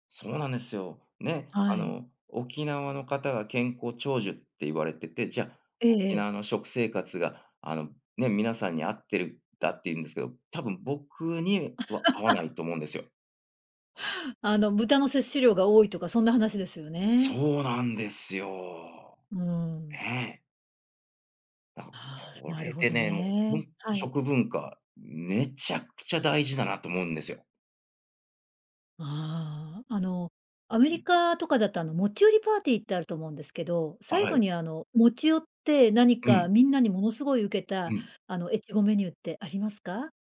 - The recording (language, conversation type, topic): Japanese, podcast, 食文化に関して、特に印象に残っている体験は何ですか?
- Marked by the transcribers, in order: laugh; unintelligible speech